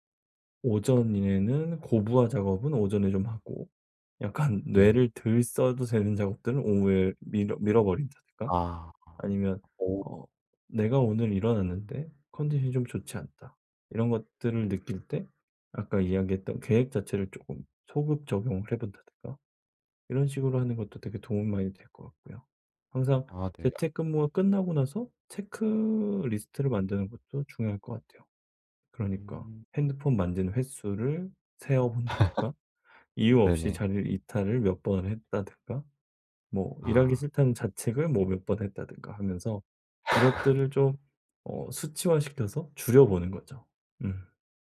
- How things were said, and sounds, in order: laughing while speaking: "약간"; laugh; laugh
- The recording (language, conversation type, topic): Korean, advice, 산만함을 줄이고 집중할 수 있는 환경을 어떻게 만들 수 있을까요?